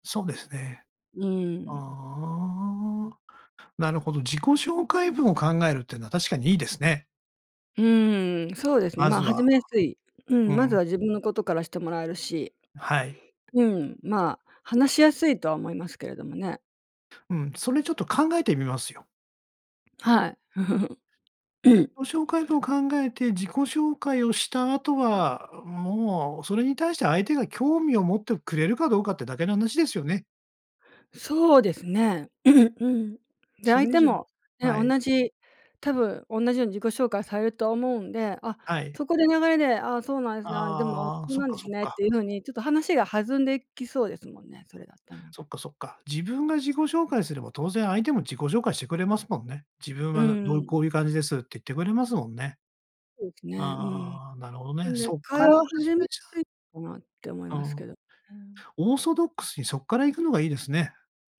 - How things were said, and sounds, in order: giggle; throat clearing; throat clearing
- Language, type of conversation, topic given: Japanese, advice, 社交の場で緊張して人と距離を置いてしまうのはなぜですか？